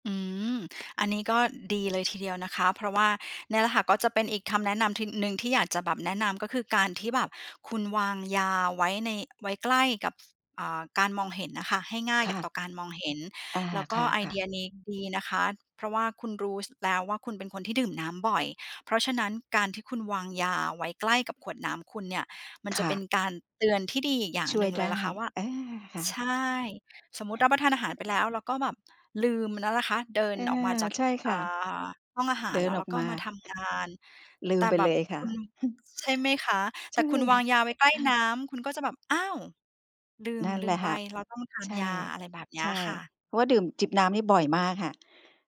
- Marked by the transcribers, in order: other background noise; chuckle; chuckle
- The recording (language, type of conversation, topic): Thai, advice, คุณลืมกินยาหรือพลาดนัดพบแพทย์เป็นประจำหรือไม่?